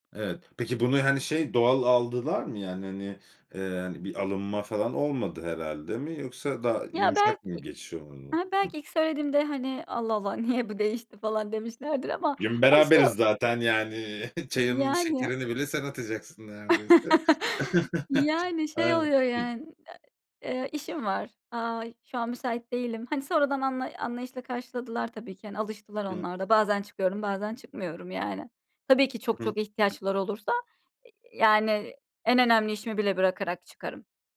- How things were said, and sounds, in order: other background noise; laughing while speaking: "niye"; chuckle; "çayımın" said as "çayınım"; chuckle
- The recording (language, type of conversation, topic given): Turkish, podcast, Kayınvalide ve kayınpederle ilişkileri kötüleştirmemek için neler yapmak gerekir?